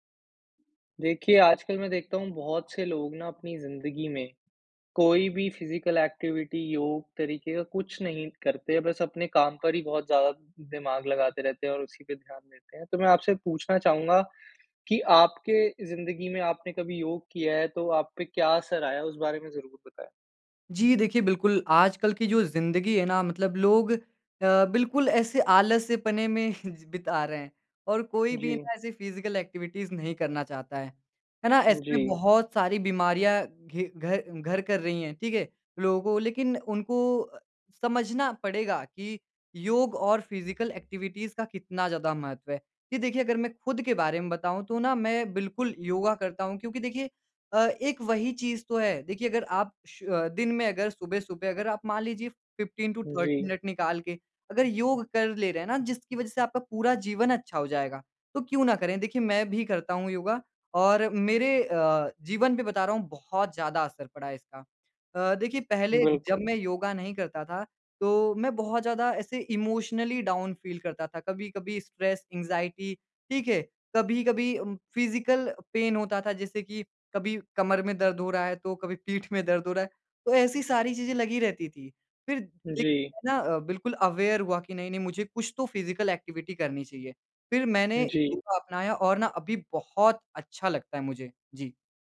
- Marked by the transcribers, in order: in English: "फ़िज़िकल एक्टिविटी"; laughing while speaking: "में बिता रहे हैं"; in English: "फ़िज़िकल एक्टिविटीज़"; in English: "फ़िज़िकल एक्टिविटीज़"; in English: "फ़िफ्टीन टू थर्टी"; in English: "इमोशनली डाउन फ़ील"; in English: "स्ट्रेस, एंज़ाइटी"; in English: "फ़िज़िकल पेन"; in English: "अवेयर"; in English: "फ़िज़िकल एक्टिविटी"
- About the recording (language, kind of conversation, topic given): Hindi, podcast, योग ने आपके रोज़मर्रा के जीवन पर क्या असर डाला है?